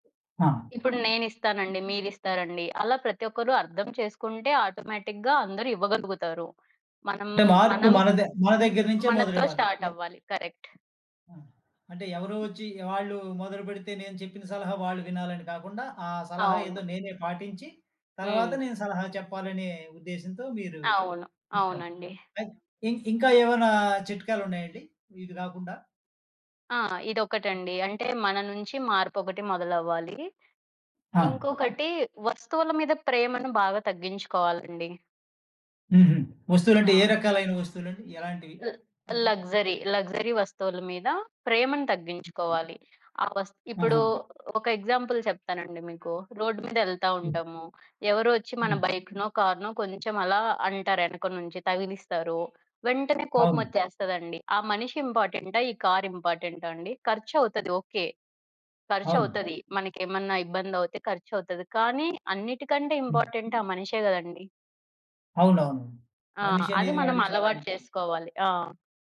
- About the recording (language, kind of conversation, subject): Telugu, podcast, మీరు మినిమలిజం పాటించడం వల్ల మీకు ఏం ప్రయోజనాలు దక్కాయి?
- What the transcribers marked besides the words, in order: other background noise; in English: "ఆటోమేటిక్‌గా"; in English: "కరెక్ట్"; tapping; in English: "లక్సరీ"; in English: "ఎగ్జాంపుల్"; in English: "రోడ్"; in English: "కార్"; in English: "ఇంపార్టెంట్"; in English: "ఇంపార్టెంట్"